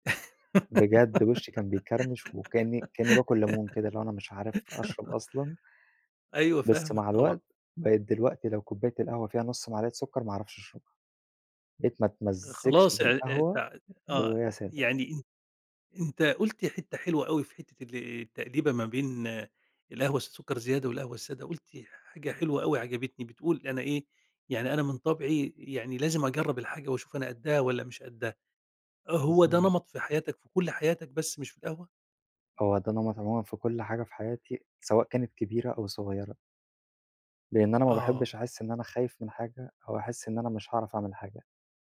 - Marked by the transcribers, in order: giggle; other background noise
- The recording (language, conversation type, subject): Arabic, podcast, إزاي بتستمتع بتحضير فنجان قهوة أو شاي؟